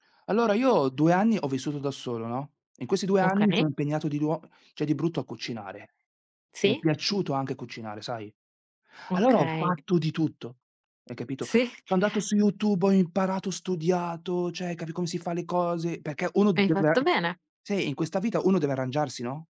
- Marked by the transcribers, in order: "cioè" said as "ceh"; other background noise; "cioè" said as "ceh"
- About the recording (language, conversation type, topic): Italian, unstructured, Hai un ricordo speciale legato a un pasto in famiglia?